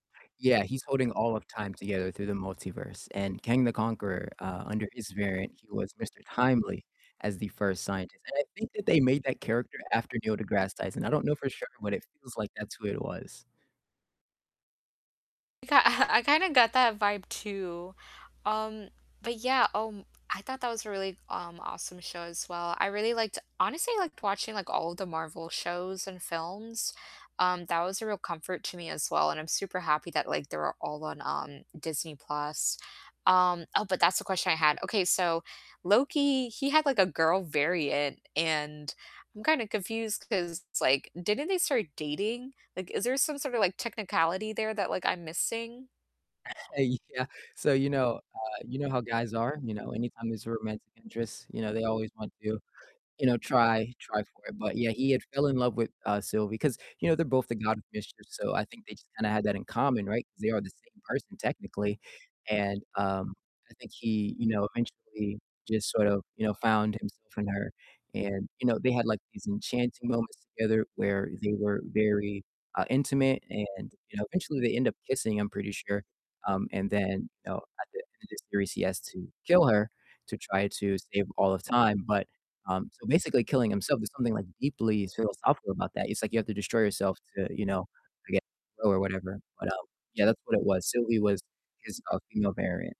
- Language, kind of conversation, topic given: English, unstructured, What is your go-to comfort show that you like to rewatch?
- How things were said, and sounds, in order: distorted speech; static; chuckle; laughing while speaking: "Uh, yeah"; other background noise